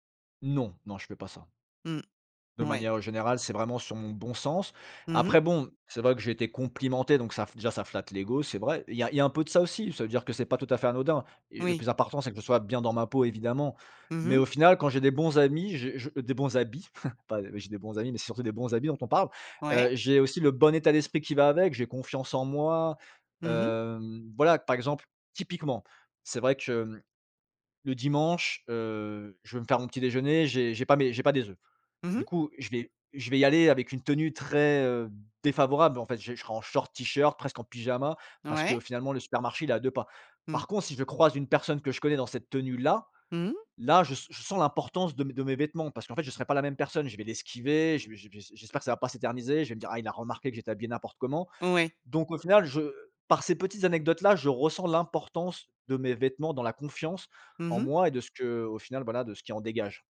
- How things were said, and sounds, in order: "important" said as "impartant"; chuckle
- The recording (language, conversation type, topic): French, podcast, Comment trouves-tu l’inspiration pour t’habiller chaque matin ?